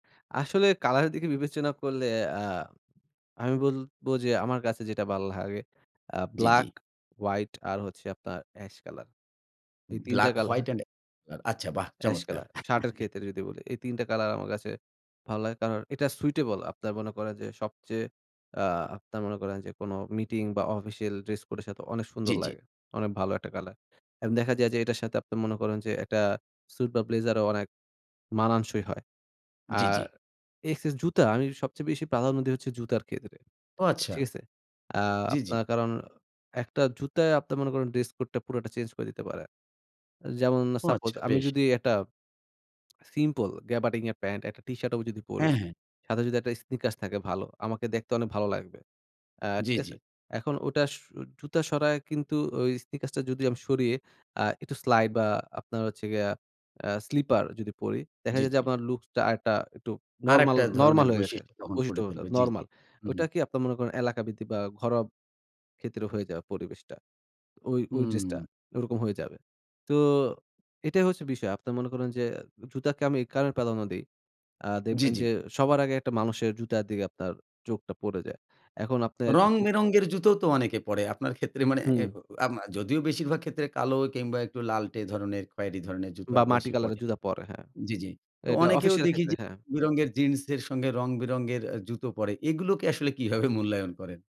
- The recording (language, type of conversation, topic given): Bengali, podcast, আপনার মতে পোশাকের সঙ্গে আত্মবিশ্বাসের সম্পর্ক কেমন?
- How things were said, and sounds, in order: laughing while speaking: "এর দিকে বিবেচনা করলে"; "ভালো" said as "ভাল"; unintelligible speech